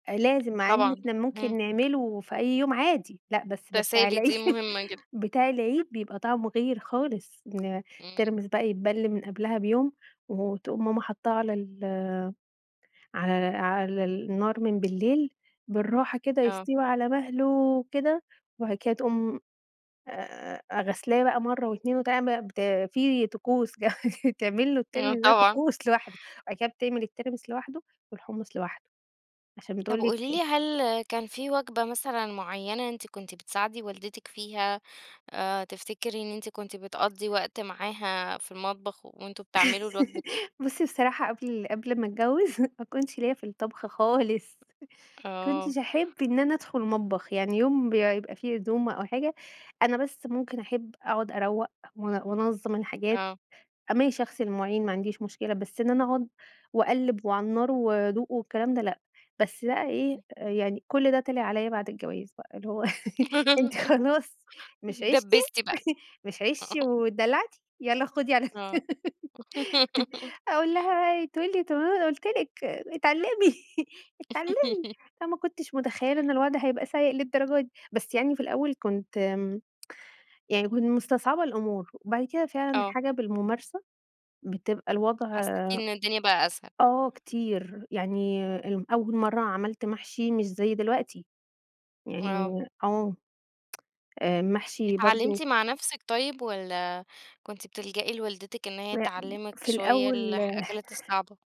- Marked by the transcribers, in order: tapping; laughing while speaking: "العيد"; laughing while speaking: "جمج"; chuckle; other background noise; laugh; other noise; giggle; laughing while speaking: "آه"; laugh; laugh; laughing while speaking: "دماغك"; laugh; laugh; tsk
- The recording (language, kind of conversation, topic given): Arabic, podcast, إيه الطبق اللي دايمًا بيرتبط عندكم بالأعياد أو بطقوس العيلة؟